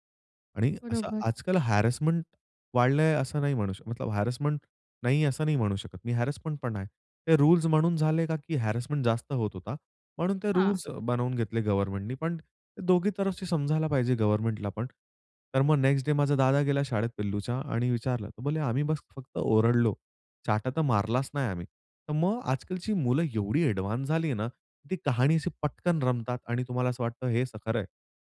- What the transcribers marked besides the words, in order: in English: "हॅरेसमेंट"; in English: "हॅरेसमेंट"; in English: "हॅरेसमेंटपण"; in English: "हॅरेसमेंट"; in English: "नेक्स्ट डे"; in Hindi: "चाटा"; in English: "ॲडवान्स"
- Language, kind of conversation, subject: Marathi, podcast, शाळेतल्या एखाद्या शिक्षकामुळे कधी शिकायला प्रेम झालंय का?